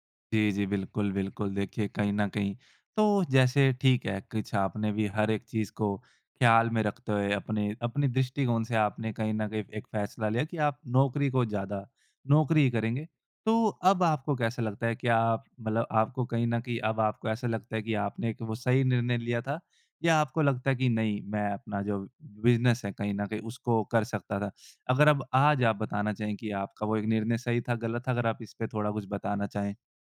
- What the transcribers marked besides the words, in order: none
- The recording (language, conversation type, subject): Hindi, podcast, कभी किसी बड़े जोखिम न लेने का पछतावा हुआ है? वह अनुभव कैसा था?